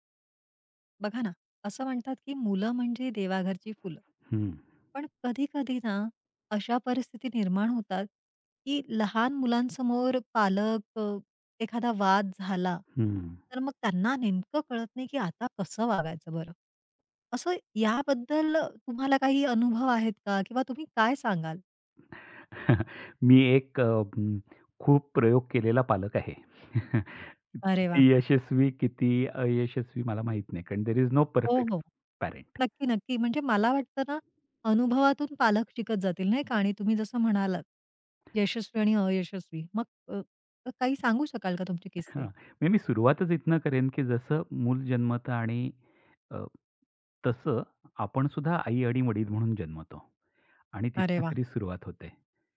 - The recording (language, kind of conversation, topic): Marathi, podcast, लहान मुलांसमोर वाद झाल्यानंतर पालकांनी कसे वागायला हवे?
- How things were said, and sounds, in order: tapping; fan; other background noise; chuckle; chuckle; in English: "देअर इस नो परफेक्ट पॅरेंट"; unintelligible speech